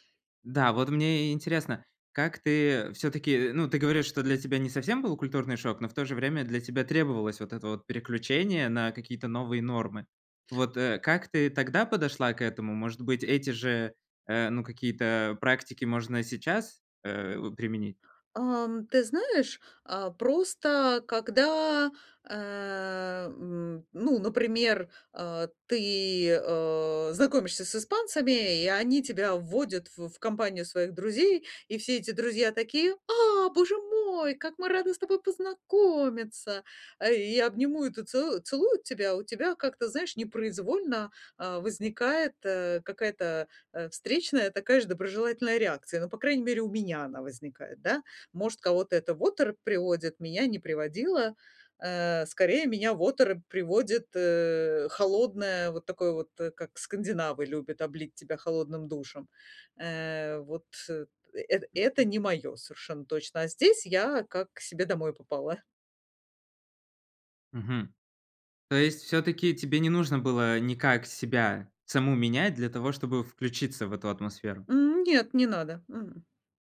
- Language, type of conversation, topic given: Russian, advice, Как быстрее и легче привыкнуть к местным обычаям и культурным нормам?
- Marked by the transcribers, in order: tapping